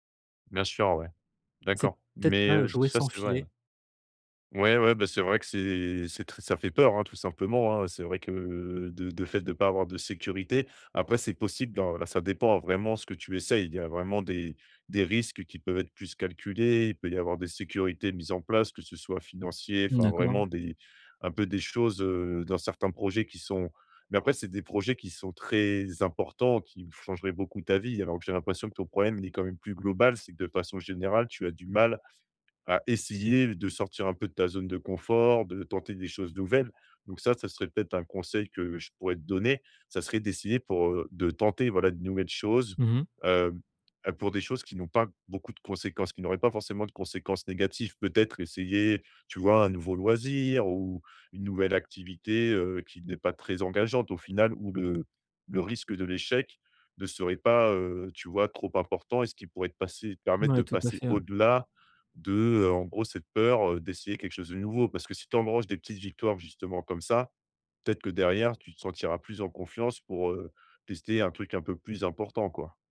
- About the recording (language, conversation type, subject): French, advice, Comment puis-je essayer quelque chose malgré la peur d’échouer ?
- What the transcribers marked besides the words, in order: tapping